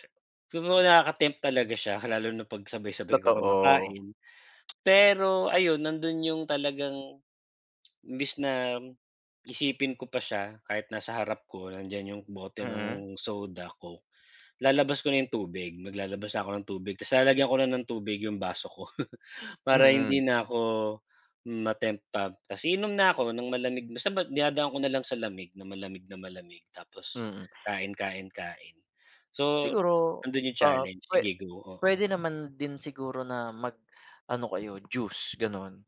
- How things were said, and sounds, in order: in English: "tempt"; chuckle
- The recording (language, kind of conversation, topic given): Filipino, unstructured, Ano ang masasabi mo sa mga taong nagdidiyeta pero hindi tumitigil sa pagkain ng mga pagkaing walang gaanong sustansiya?